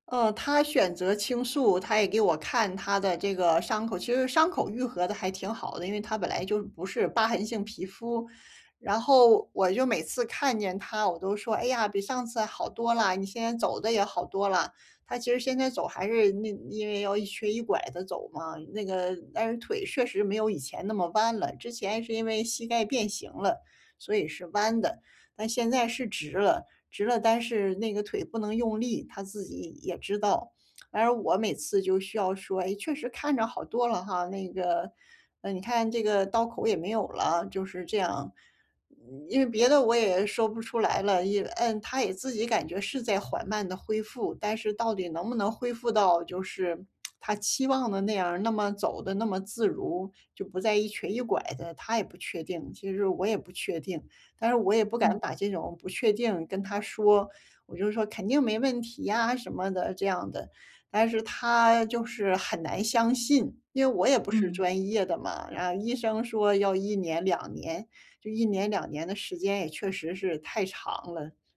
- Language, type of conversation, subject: Chinese, advice, 我该如何陪伴伴侣走出低落情绪？
- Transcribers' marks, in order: other noise; lip smack; other background noise